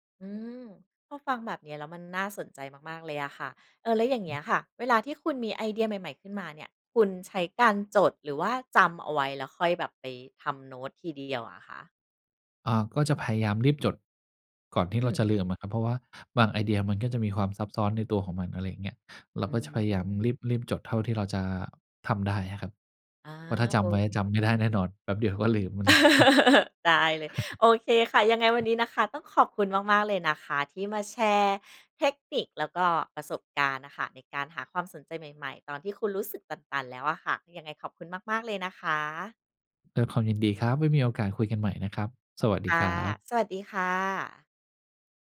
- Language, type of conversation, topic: Thai, podcast, ทำอย่างไรถึงจะค้นหาความสนใจใหม่ๆ ได้เมื่อรู้สึกตัน?
- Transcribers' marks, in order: tapping; laugh; laughing while speaking: "เลย"; chuckle; other noise